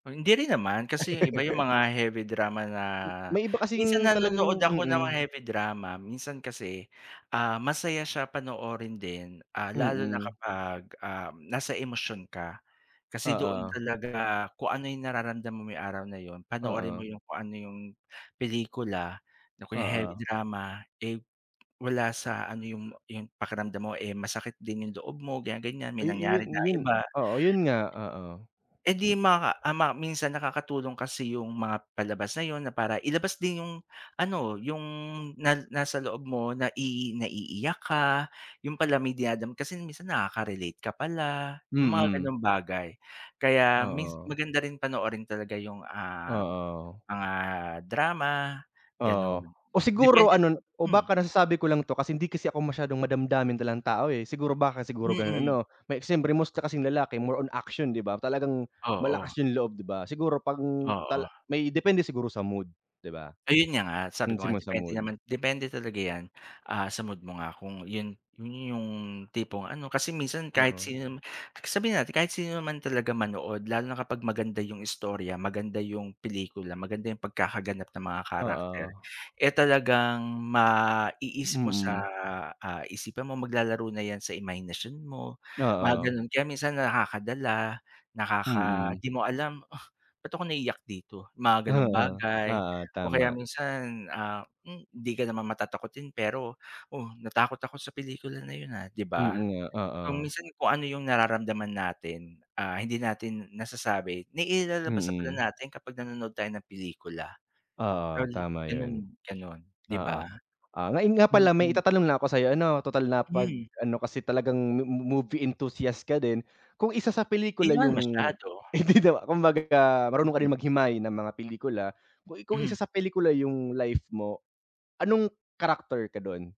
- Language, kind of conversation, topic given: Filipino, unstructured, Aling pelikula ang sa tingin mo ay nakakatuwa at nakapagpapagaan ng loob?
- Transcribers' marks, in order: laugh; in English: "heavy drama"; in English: "heavy drama"; tapping; in English: "more on action"; other background noise; in English: "enthusiast"; unintelligible speech